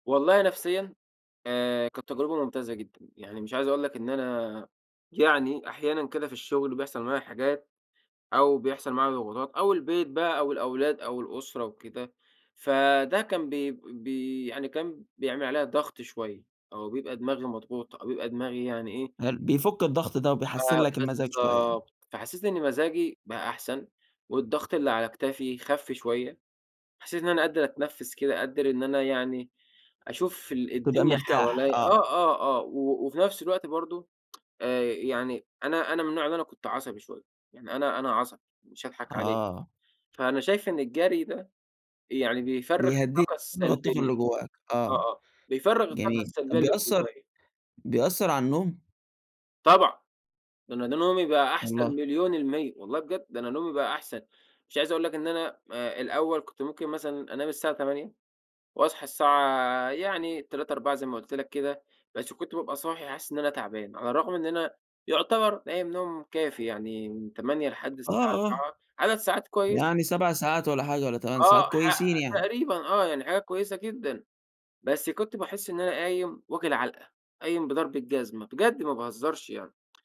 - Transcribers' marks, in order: tapping; unintelligible speech
- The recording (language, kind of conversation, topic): Arabic, podcast, إيه فوائد المشي للصحة النفسية والجسدية؟